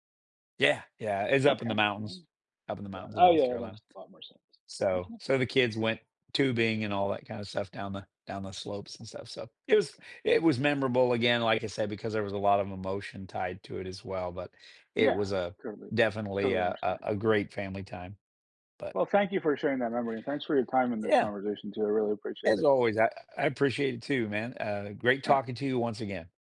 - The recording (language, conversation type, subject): English, unstructured, What factors influence your decision to drive or fly for a vacation?
- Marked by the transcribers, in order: unintelligible speech; tapping